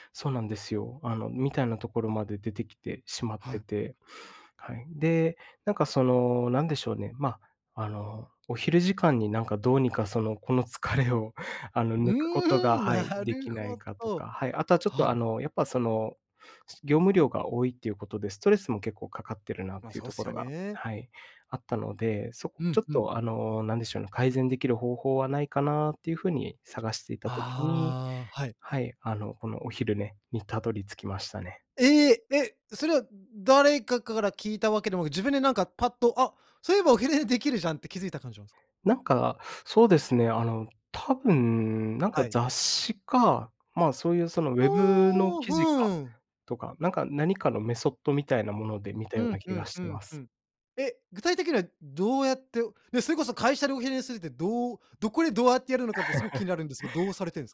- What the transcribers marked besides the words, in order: laughing while speaking: "この疲れを"; surprised: "ええ！"; laugh
- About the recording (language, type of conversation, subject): Japanese, podcast, 仕事でストレスを感じたとき、どんな対処をしていますか？